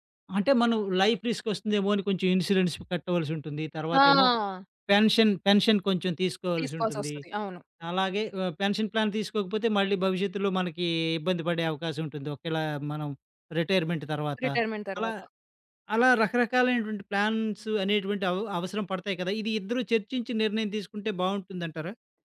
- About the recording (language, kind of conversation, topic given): Telugu, podcast, ఆర్థిక విషయాలు జంటలో ఎలా చర్చిస్తారు?
- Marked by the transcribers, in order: in English: "లైఫ్ రిస్క్"; in English: "ఇన్స్యూరెన్స్"; other background noise; in English: "పెన్షన్, పెన్షన్"; in English: "పెన్షన్ ప్లాన్"; in English: "రిటైర్మెంట్"; in English: "రిటైర్‌మెంట్"; in English: "ప్లాన్స్"